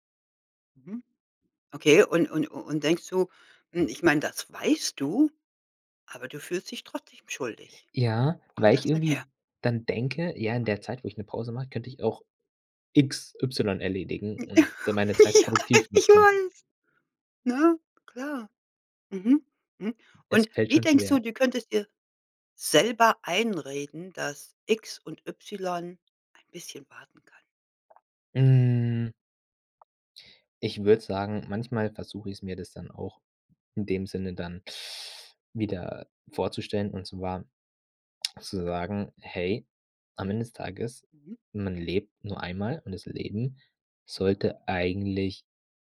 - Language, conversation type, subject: German, podcast, Wie gönnst du dir eine Pause ohne Schuldgefühle?
- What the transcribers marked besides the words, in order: chuckle; laughing while speaking: "Ja, ich weiß"; drawn out: "Hm"; inhale